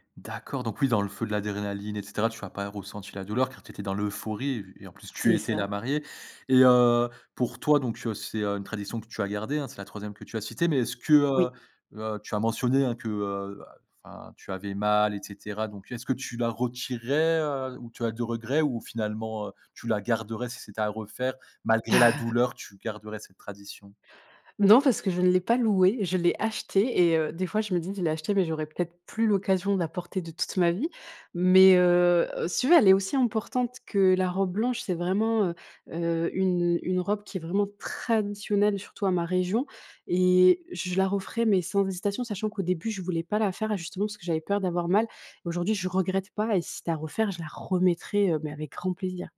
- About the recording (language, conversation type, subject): French, podcast, Comment se déroule un mariage chez vous ?
- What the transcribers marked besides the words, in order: stressed: "Malgré"; chuckle; stressed: "traditionnelle"; stressed: "remettrais"